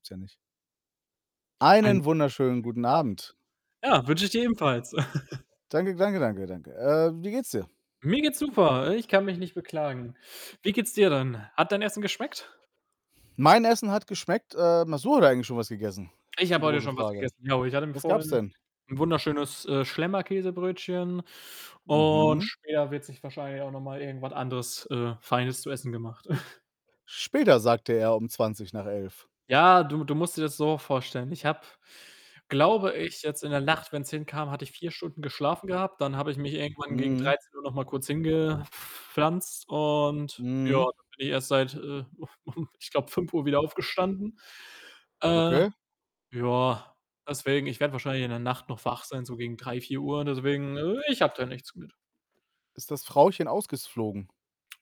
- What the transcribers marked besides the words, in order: distorted speech; other background noise; chuckle; chuckle; chuckle; "ausgeflogen" said as "ausgesflogen"
- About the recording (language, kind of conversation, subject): German, unstructured, Findest du, dass die Regierung genug gegen soziale Probleme unternimmt?